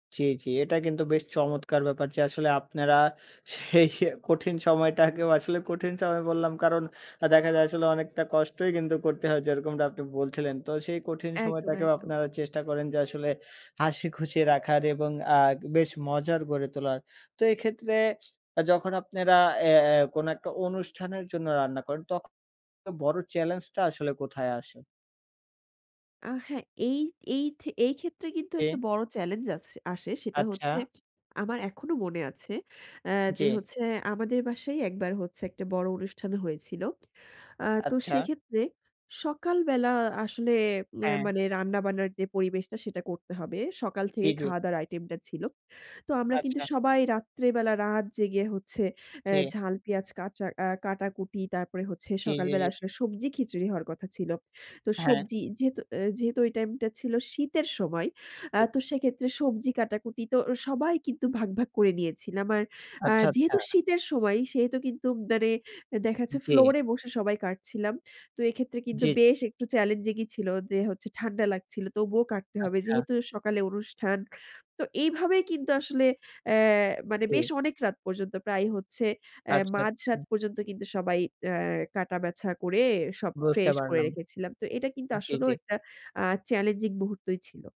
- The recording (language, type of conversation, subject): Bengali, podcast, একসঙ্গে রান্না করে কোনো অনুষ্ঠানে কীভাবে আনন্দময় পরিবেশ তৈরি করবেন?
- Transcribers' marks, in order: laughing while speaking: "সেই"; other background noise; tapping; "বাছা" said as "ব্যাছা"